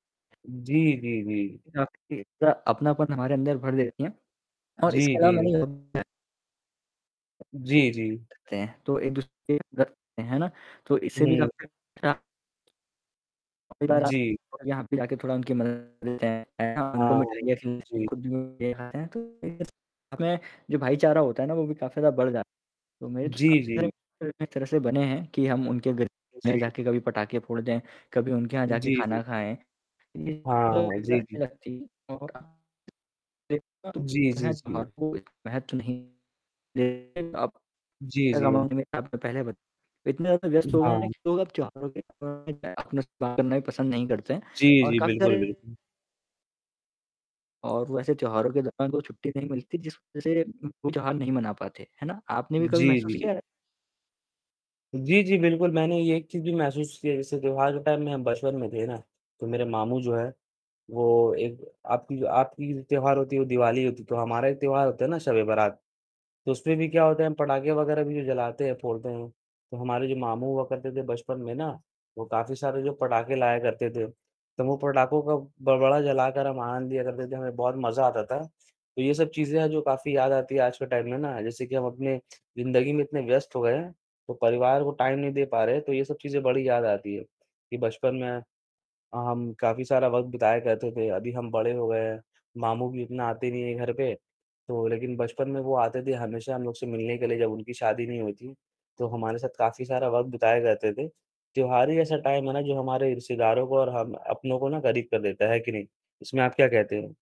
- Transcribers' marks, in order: static; unintelligible speech; distorted speech; unintelligible speech; unintelligible speech; tapping; unintelligible speech; unintelligible speech; unintelligible speech; unintelligible speech; unintelligible speech; in English: "टाइम"; in English: "टाइम"; in English: "टाइम"; in English: "टाइम"
- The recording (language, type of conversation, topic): Hindi, unstructured, आपके अनुसार त्योहारों के दौरान परिवार एक-दूसरे के करीब कैसे आते हैं?
- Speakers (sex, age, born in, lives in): male, 18-19, India, India; male, 20-24, India, India